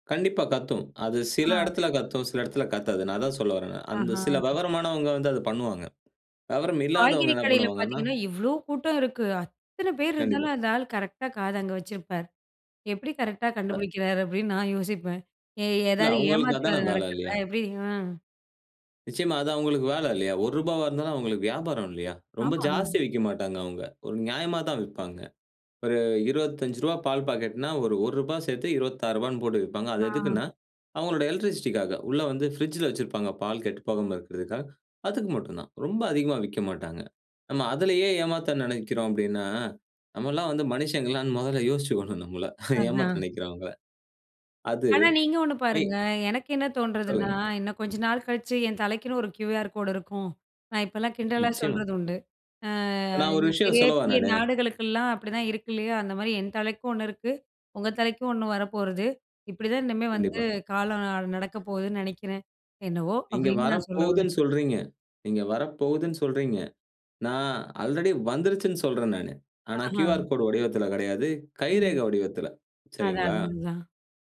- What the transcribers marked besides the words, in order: surprised: "எவ்ளோ கூட்டம் இருக்கு"; in English: "எலக்ட்ரிசிட்டி"; laughing while speaking: "யோசிச்சுக்கணும் நம்மள. ஏமாத்த நினைக்கிறவங்கள"
- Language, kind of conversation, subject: Tamil, podcast, பணமில்லா பரிவர்த்தனைகள் வாழ்க்கையை எப்படித் மாற்றியுள்ளன?